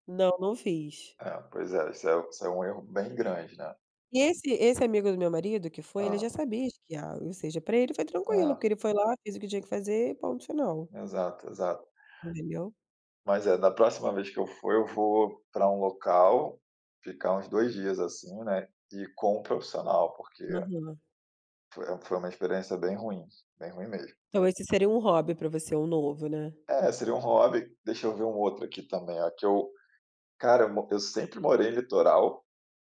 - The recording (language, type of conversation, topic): Portuguese, unstructured, O que você considera ao escolher um novo hobby?
- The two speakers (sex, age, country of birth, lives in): female, 30-34, Brazil, Germany; male, 30-34, Brazil, Germany
- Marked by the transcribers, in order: unintelligible speech